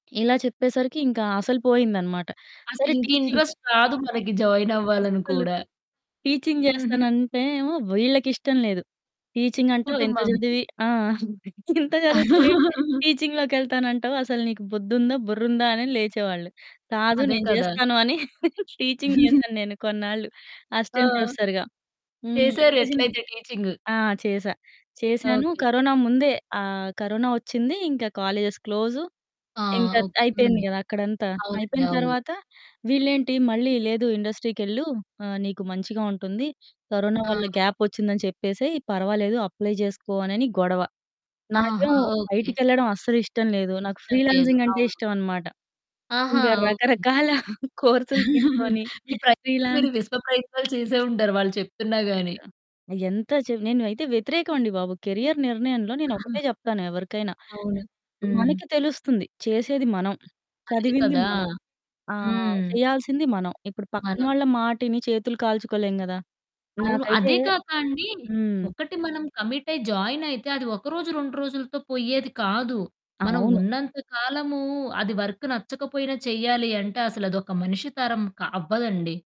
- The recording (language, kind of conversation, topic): Telugu, podcast, మీ కెరీర్‌కు సంబంధించిన నిర్ణయాల్లో మీ కుటుంబం ఎంతవరకు ప్రభావం చూపింది?
- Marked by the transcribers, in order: static; in English: "టీచింగ్"; other background noise; in English: "టీచింగ్"; laughing while speaking: "అంతే. ఇంత జదువుకొని"; in English: "టీచింగ్‌లోకెళ్తానంటావు"; laugh; chuckle; in English: "టీచింగ్"; chuckle; in English: "అసిస్టెంట్ ప్రొఫెసర్‌గా"; distorted speech; in English: "టీచింగ్"; in English: "కాలేజెస్"; in English: "అప్లై"; chuckle; laughing while speaking: "కోర్సులు తీసుకోనీ"; chuckle; in English: "ఫ్రీలాన్సింగ్"; in English: "కెరియర్"